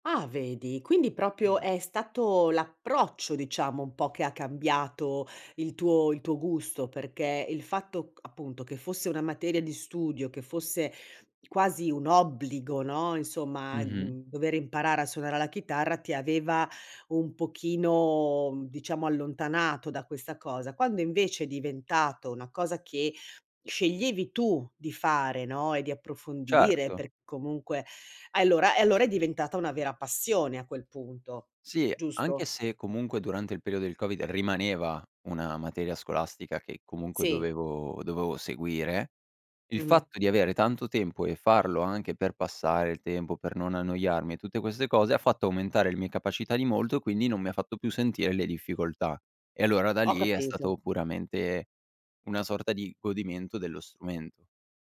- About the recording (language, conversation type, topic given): Italian, podcast, Come hai scoperto la passione per questo hobby?
- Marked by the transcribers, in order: "proprio" said as "propio"; unintelligible speech; tapping